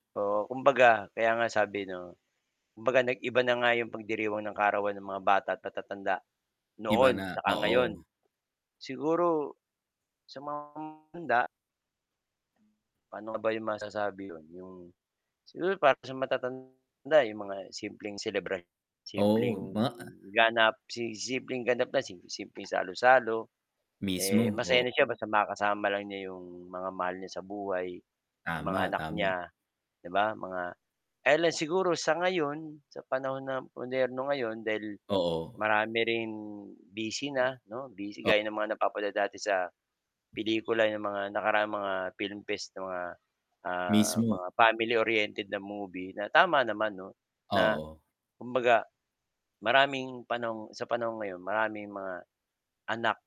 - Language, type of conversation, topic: Filipino, unstructured, Paano nagbago ang pagdiriwang ng kaarawan mula noon hanggang ngayon?
- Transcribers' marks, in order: static; distorted speech; other background noise